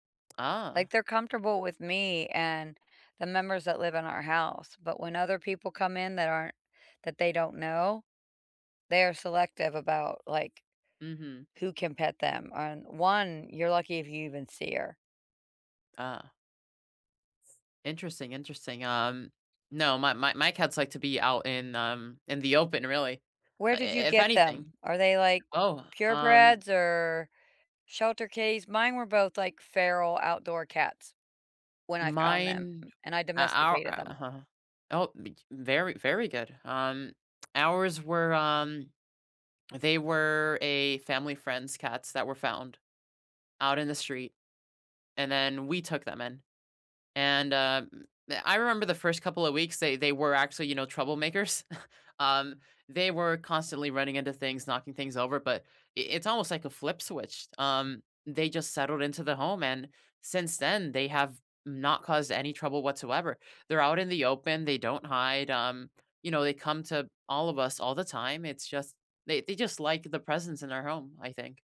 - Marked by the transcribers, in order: other background noise; chuckle
- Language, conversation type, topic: English, unstructured, How do you recharge when you need a reset, and how can we support each other?
- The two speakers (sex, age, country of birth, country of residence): female, 45-49, United States, United States; male, 20-24, United States, United States